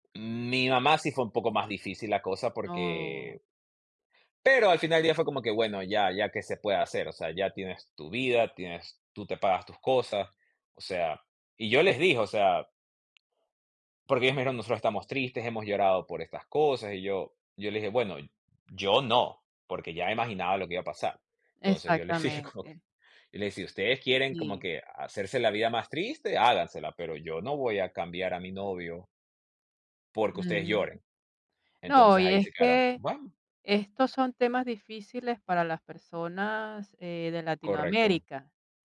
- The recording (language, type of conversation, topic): Spanish, podcast, ¿Te ha pasado que conociste a alguien justo cuando más lo necesitabas?
- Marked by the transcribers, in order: tapping